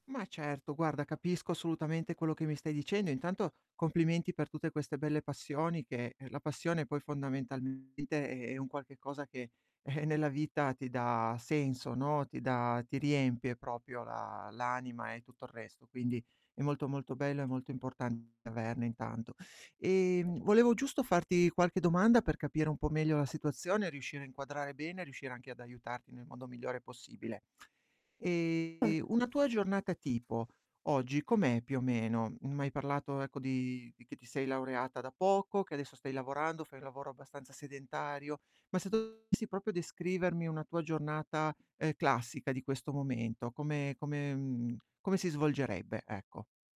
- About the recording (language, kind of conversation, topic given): Italian, advice, Come posso trovare ogni giorno del tempo per coltivare i miei hobby senza trascurare lavoro e famiglia?
- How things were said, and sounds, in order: distorted speech; chuckle; "proprio" said as "propio"; other background noise; unintelligible speech; other noise; "proprio" said as "propio"; tapping